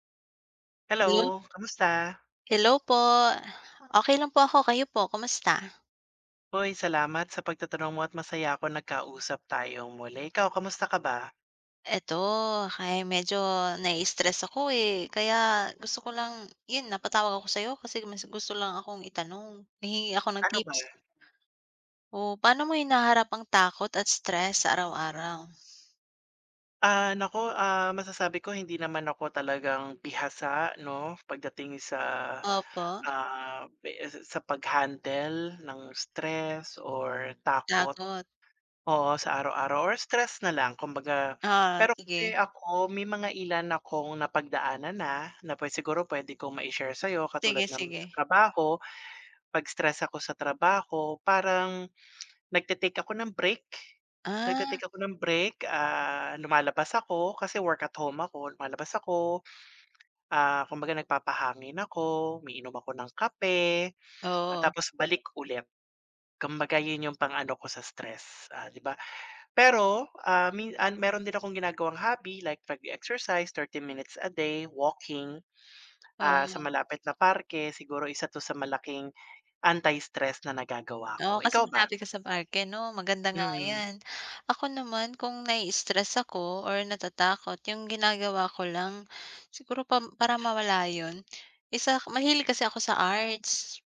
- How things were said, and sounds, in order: other background noise; tapping; background speech; in another language: "work at home"; in another language: "hobby like"; dog barking
- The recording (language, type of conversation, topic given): Filipino, unstructured, Paano mo hinaharap ang takot at stress sa araw-araw?